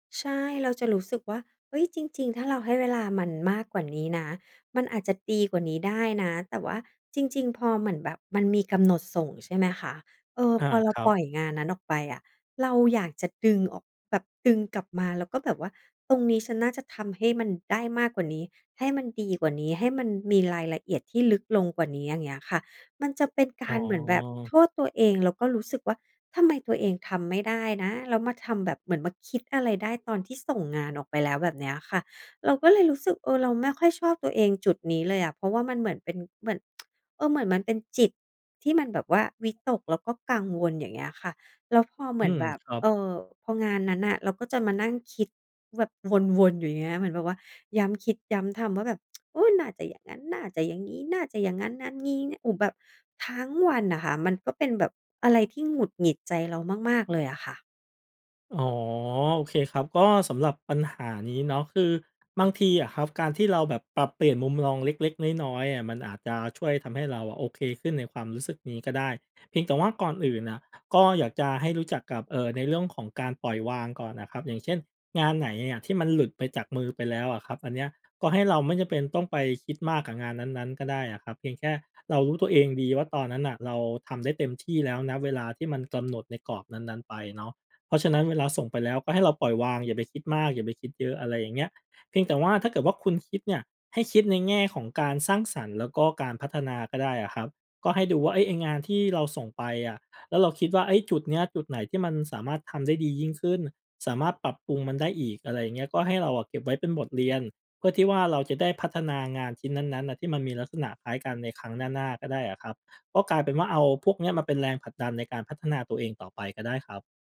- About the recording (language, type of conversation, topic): Thai, advice, ทำไมคุณถึงติดความสมบูรณ์แบบจนกลัวเริ่มงานและผัดวันประกันพรุ่ง?
- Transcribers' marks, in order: tsk; other background noise; tsk; put-on voice: "อุ๊ย ! น่าจะอย่างงั้น น่าจะอย่างงี้ น่าจะอย่างงั้น ๆ งี้นะ"